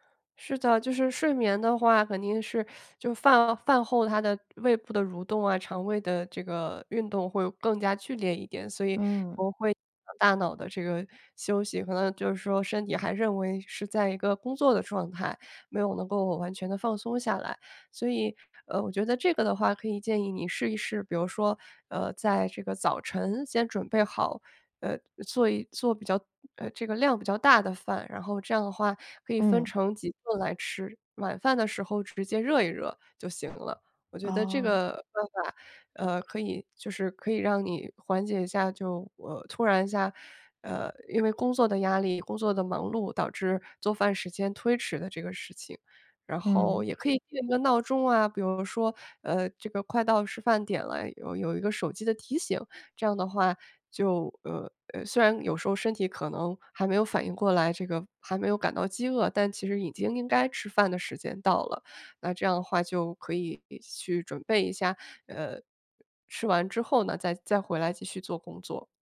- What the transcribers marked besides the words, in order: teeth sucking; unintelligible speech
- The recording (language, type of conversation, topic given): Chinese, advice, 怎样通过调整饮食来改善睡眠和情绪？